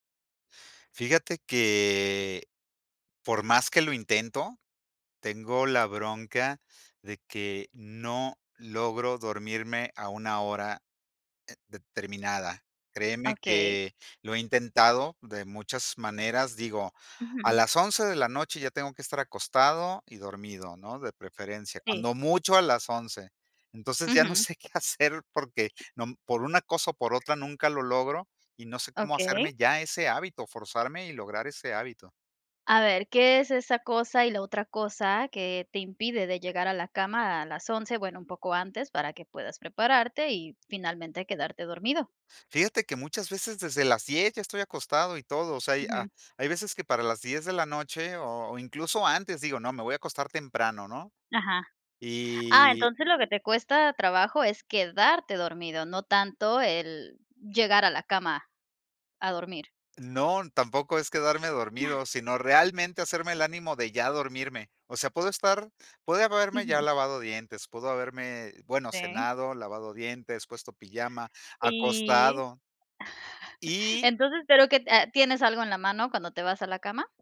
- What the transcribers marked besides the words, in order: laughing while speaking: "ya no sé qué hacer porque"; other background noise; chuckle
- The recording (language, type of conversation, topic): Spanish, advice, ¿Cómo puedo lograr el hábito de dormir a una hora fija?